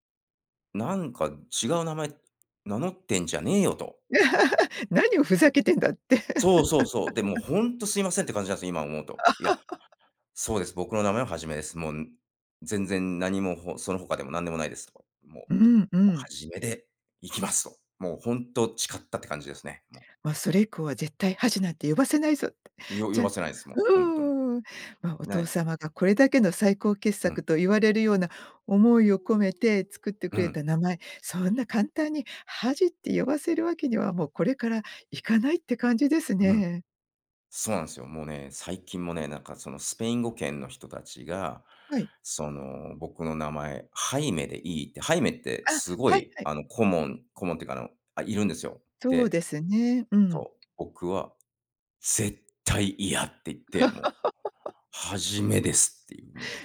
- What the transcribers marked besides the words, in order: other background noise; laugh; laugh; other noise; stressed: "ハイメ"; in English: "コモン コモン"; tapping; laugh
- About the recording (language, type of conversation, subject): Japanese, podcast, 名前や苗字にまつわる話を教えてくれますか？